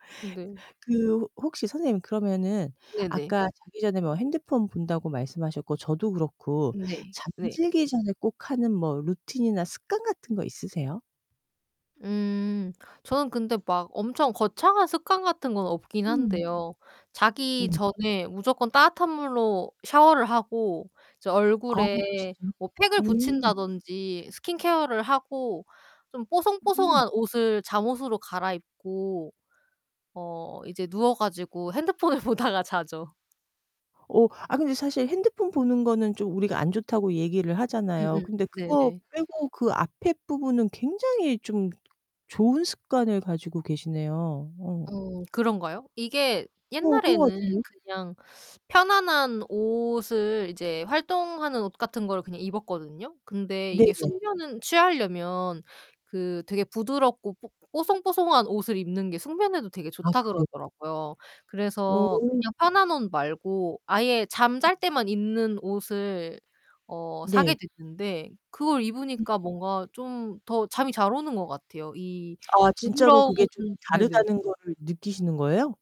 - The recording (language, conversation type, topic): Korean, unstructured, 좋은 수면 습관을 위해 꼭 지켜야 할 것은 무엇일까요?
- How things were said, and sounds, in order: other background noise; distorted speech; laughing while speaking: "핸드폰을 보다가"; teeth sucking